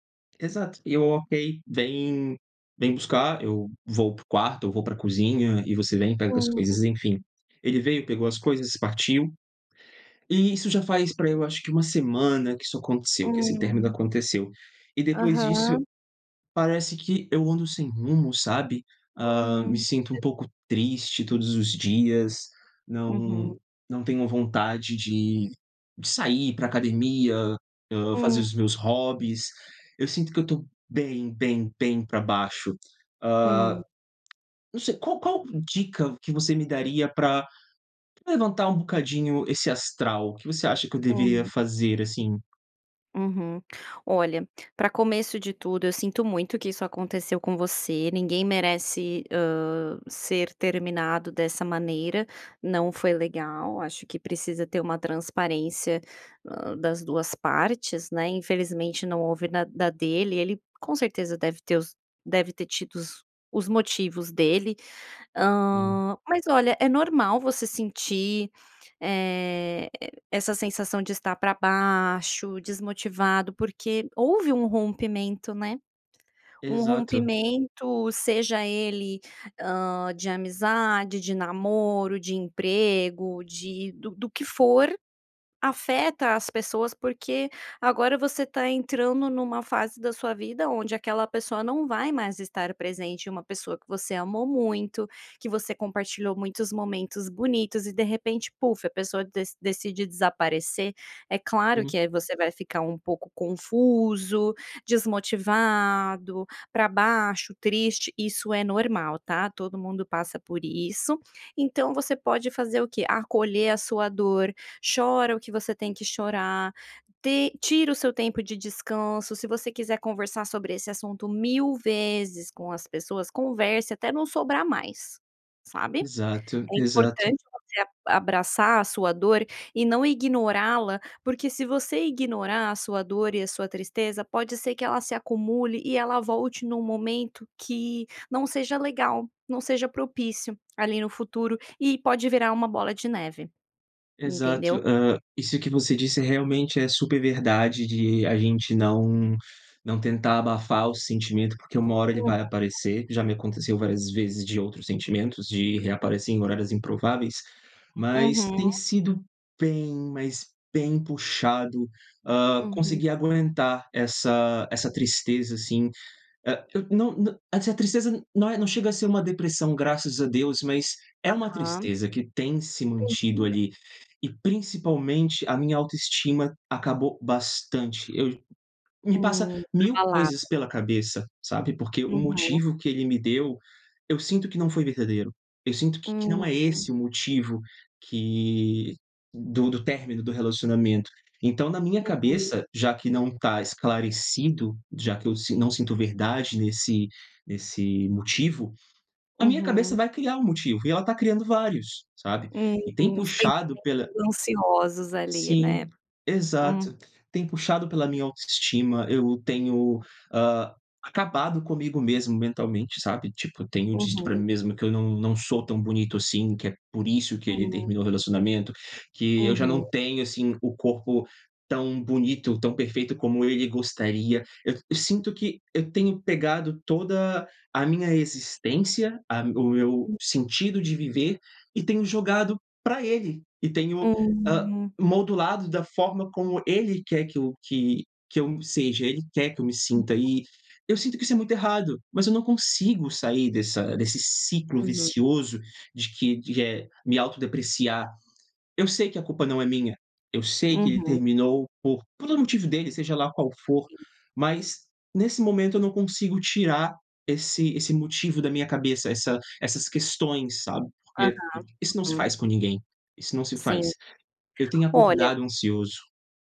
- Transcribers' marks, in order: tapping; other background noise; other noise
- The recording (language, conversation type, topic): Portuguese, advice, Como posso superar o fim recente do meu namoro e seguir em frente?